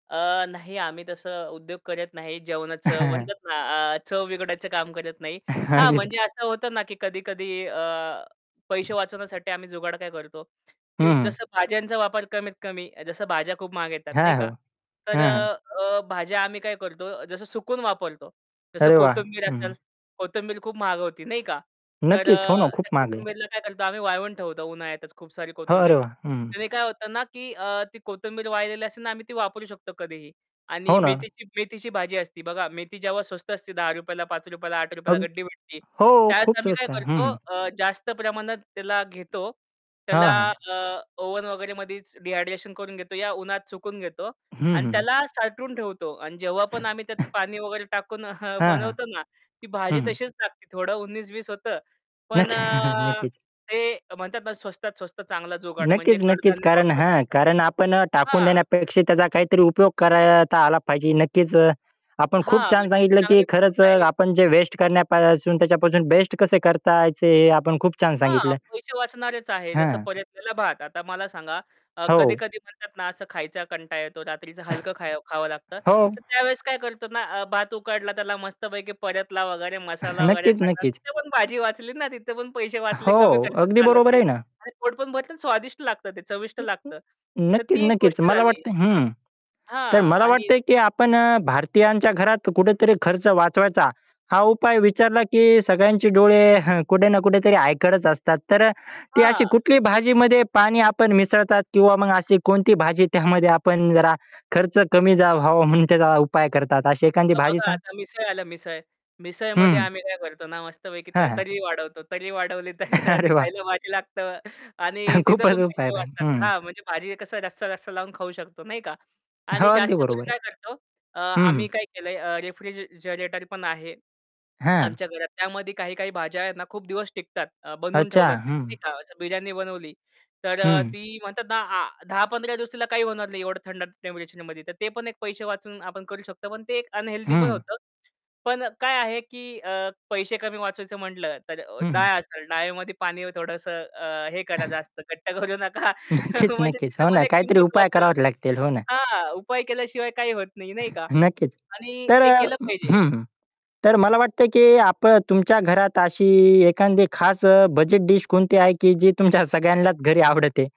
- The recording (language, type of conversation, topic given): Marathi, podcast, खर्च कमी ठेवून पौष्टिक आणि चविष्ट जेवण कसे बनवायचे?
- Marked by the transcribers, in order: tapping; chuckle; chuckle; other background noise; distorted speech; static; in English: "डिहायड्रेशन"; chuckle; laughing while speaking: "नक्कीच"; chuckle; chuckle; chuckle; laughing while speaking: "त्यामध्ये"; laughing while speaking: "तर ते खायला भारी लागतं"; chuckle; chuckle; horn; unintelligible speech; in English: "टेम्परेचरमध्ये"; laughing while speaking: "नक्कीच, नक्कीच"; laughing while speaking: "जास्त घट्ट करू नका म्हणजे तिथे पण एक किंमत वाचल"; laughing while speaking: "घरी आवडते?"